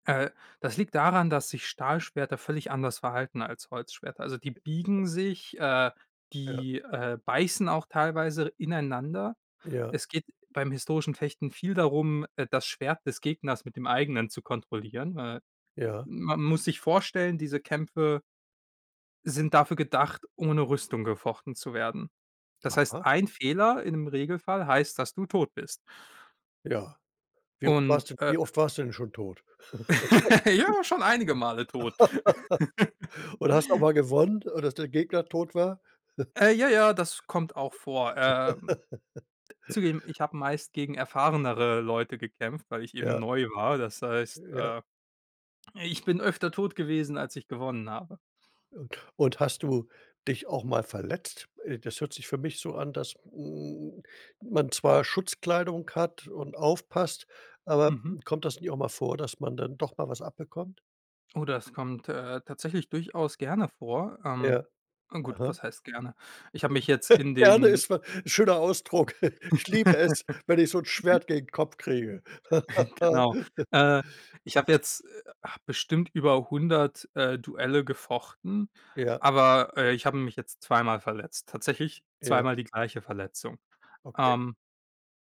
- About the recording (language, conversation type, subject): German, podcast, Welches Hobby hast du als Kind geliebt und später wieder für dich entdeckt?
- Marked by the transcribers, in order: other background noise; laugh; laughing while speaking: "Ich war"; laugh; chuckle; laugh; other noise; laugh; laugh; giggle; laughing while speaking: "Ich liebe es, wenn ich so 'n Schwert gegen den Kopf kriege"; giggle; laugh